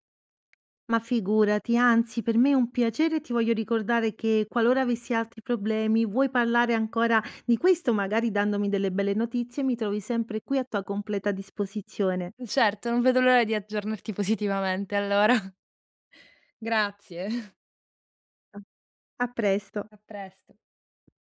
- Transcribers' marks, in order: "parlare" said as "pallare"; laughing while speaking: "positivamente allora"; chuckle; tapping
- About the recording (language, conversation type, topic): Italian, advice, Come descriveresti la tua ansia anticipatoria prima di visite mediche o esami?